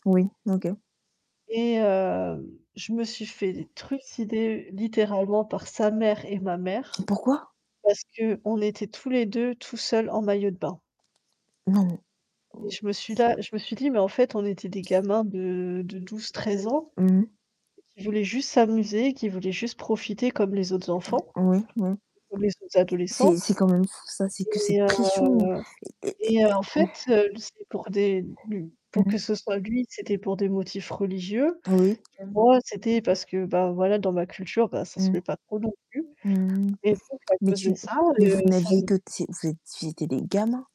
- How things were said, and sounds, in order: mechanical hum; static; tapping; other background noise; distorted speech; drawn out: "Et heu"
- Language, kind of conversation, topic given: French, unstructured, La gestion des attentes familiales est-elle plus délicate dans une amitié ou dans une relation amoureuse ?